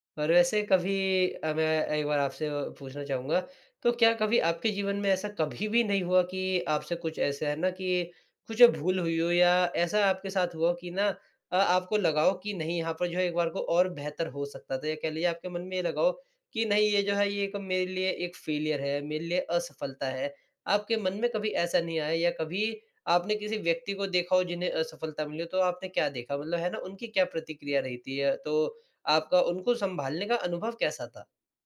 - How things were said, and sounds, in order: in English: "फेल्योर"
- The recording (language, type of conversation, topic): Hindi, podcast, असफलता के बाद आप खुद को फिर से कैसे संभालते हैं?